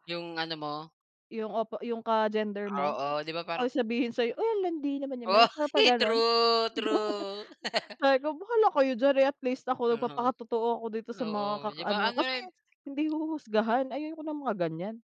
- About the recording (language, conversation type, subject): Filipino, unstructured, Paano mo ipinapakita ang tunay mong sarili sa ibang tao?
- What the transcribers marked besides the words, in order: chuckle